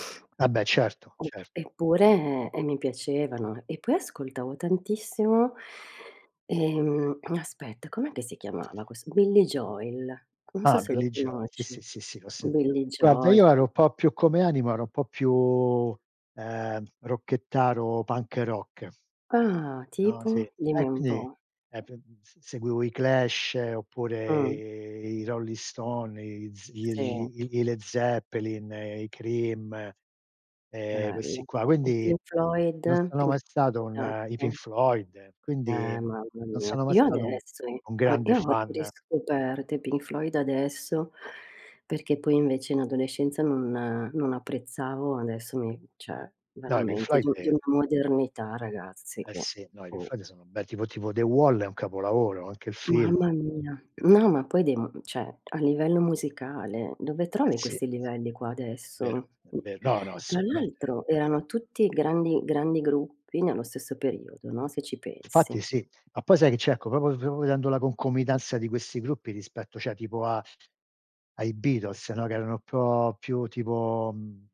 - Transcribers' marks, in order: tapping; other background noise; unintelligible speech; "cioè" said as "ceh"; "cioè" said as "ceh"; "proprio" said as "popo"; "proprio" said as "propio"; "cioè" said as "ceh"
- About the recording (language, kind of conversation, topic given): Italian, unstructured, Quale canzone ti riporta subito ai tempi della scuola?